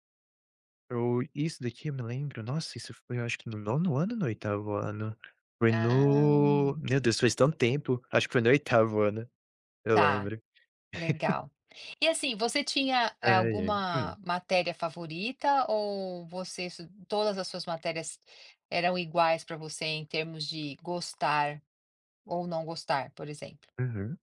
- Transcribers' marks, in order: drawn out: "Ah"; chuckle
- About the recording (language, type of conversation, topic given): Portuguese, podcast, Qual foi um momento em que aprender algo novo te deixou feliz?